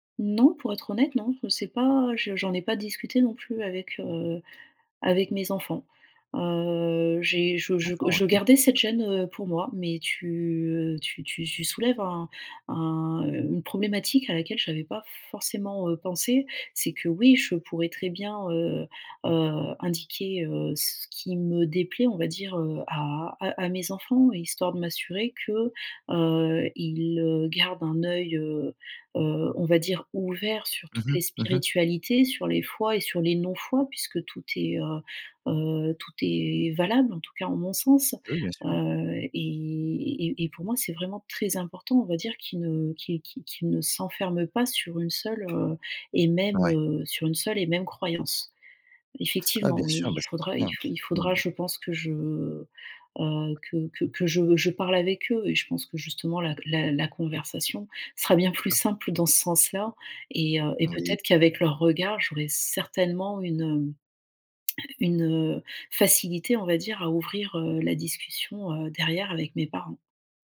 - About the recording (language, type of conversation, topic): French, advice, Comment faire face à une période de remise en question de mes croyances spirituelles ou religieuses ?
- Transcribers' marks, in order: other background noise; stressed: "oui"; tapping; tongue click